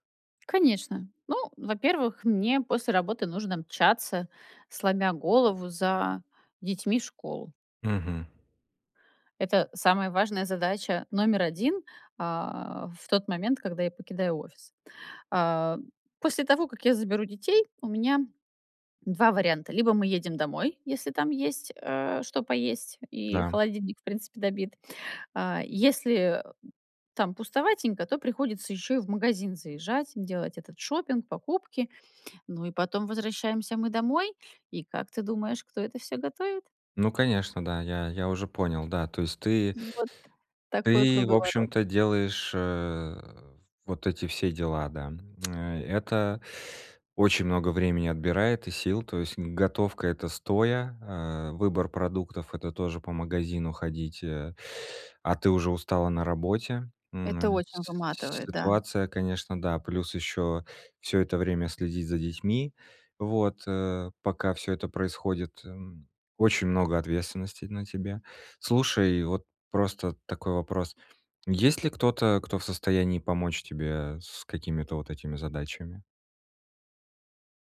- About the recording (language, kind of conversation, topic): Russian, advice, Как мне лучше распределять время между работой и отдыхом?
- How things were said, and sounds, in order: tapping; lip smack